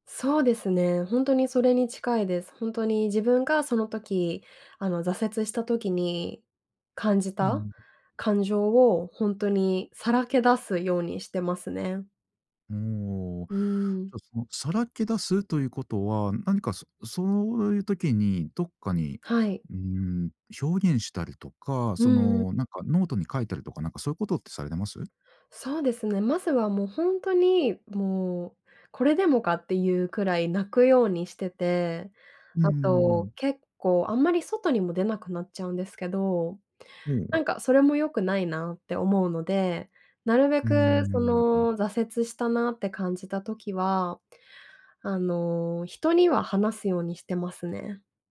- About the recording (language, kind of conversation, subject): Japanese, podcast, 挫折から立ち直るとき、何をしましたか？
- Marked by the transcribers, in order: none